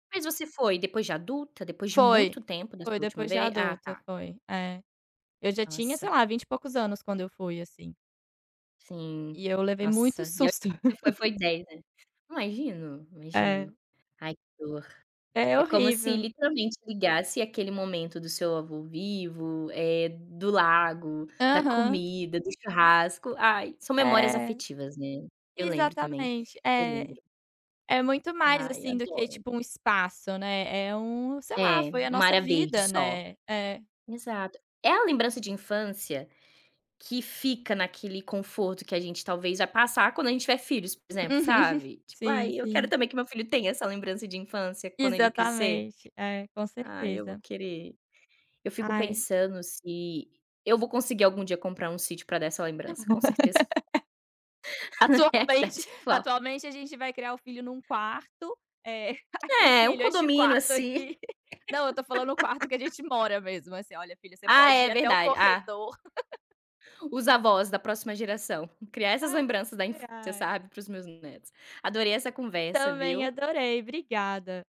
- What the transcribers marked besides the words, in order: tapping; laugh; other background noise; laugh; laugh; laughing while speaking: "É a idade atual"; chuckle; laughing while speaking: "aqui"; laugh; laugh
- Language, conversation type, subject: Portuguese, unstructured, Qual é uma lembrança da sua infância que você guarda com carinho até hoje?